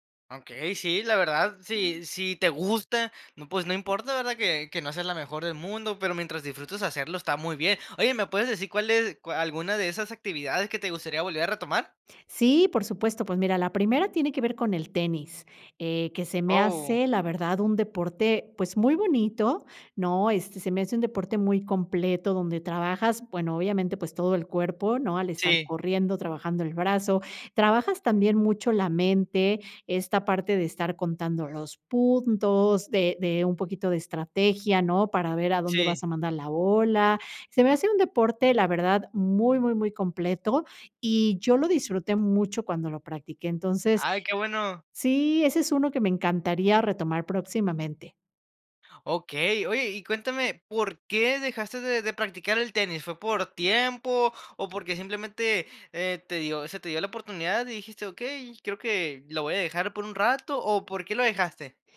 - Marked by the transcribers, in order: tapping
- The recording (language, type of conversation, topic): Spanish, podcast, ¿Qué pasatiempo dejaste y te gustaría retomar?